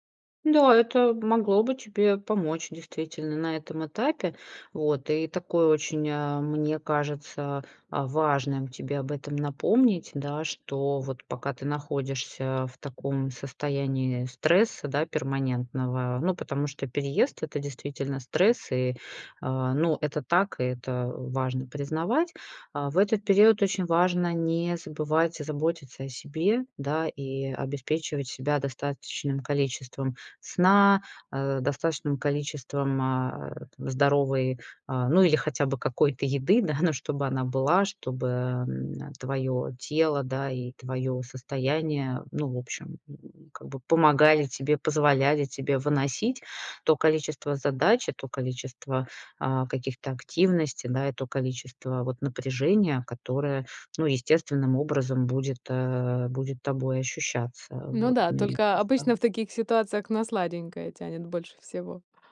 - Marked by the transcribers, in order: other background noise
- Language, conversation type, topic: Russian, advice, Как справиться со страхом неизвестности перед переездом в другой город?